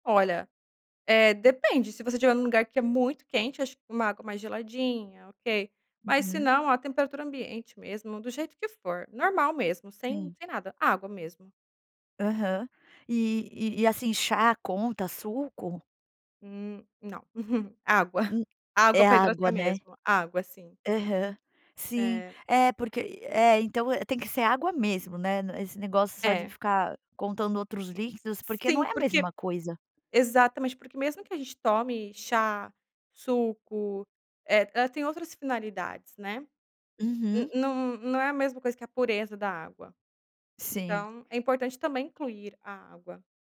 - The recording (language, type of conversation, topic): Portuguese, advice, Como posso evitar esquecer de beber água ao longo do dia?
- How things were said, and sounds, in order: chuckle